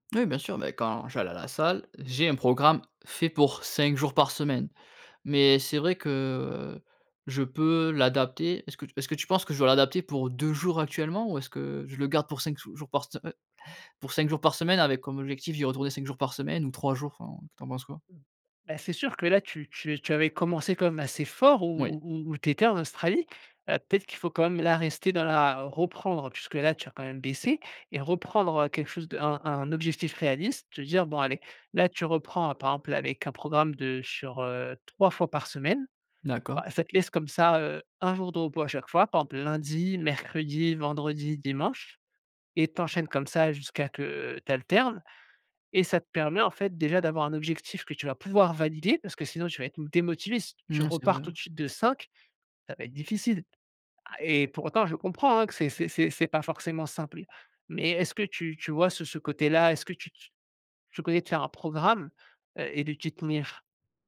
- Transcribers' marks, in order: stressed: "fort"; tapping
- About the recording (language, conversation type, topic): French, advice, Comment expliquer que vous ayez perdu votre motivation après un bon départ ?